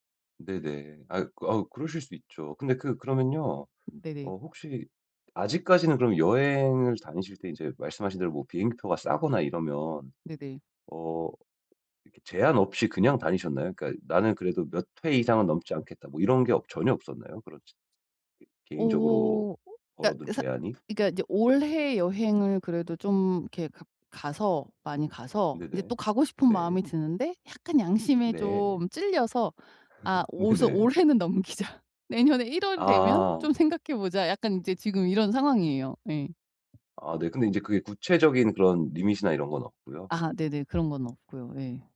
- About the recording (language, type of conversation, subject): Korean, advice, 저축과 소비의 균형을 어떻게 맞춰 지속 가능한 지출 계획을 세울 수 있을까요?
- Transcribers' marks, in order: other background noise; tapping; laugh; laughing while speaking: "네네"; laughing while speaking: "넘기자, 내년에"; in English: "리밋이나"